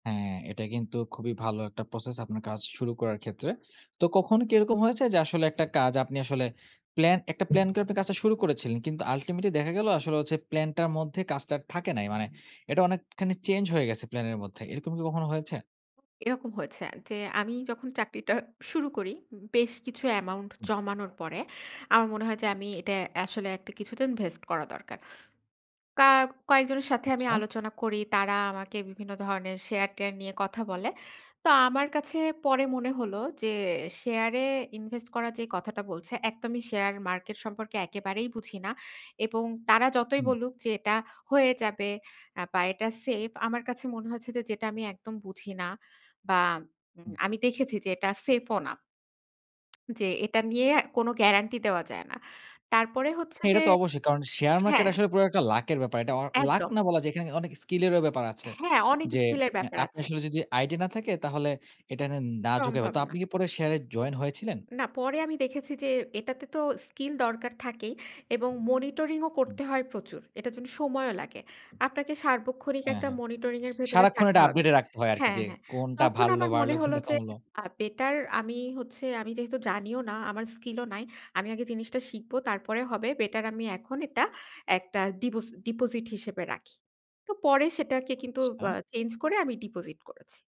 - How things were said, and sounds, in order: in English: "process"; other background noise; in English: "ultimately"; in English: "amaount"; "আসলে" said as "এসলে"; in English: "invest"; in English: "skill"; in English: "monitoring"; in English: "monitoring"; in English: "update"; "বাড়লো-" said as "ভারলো"
- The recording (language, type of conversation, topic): Bengali, podcast, তুমি কীভাবে তোমার কাজের কাহিনি তৈরি করো?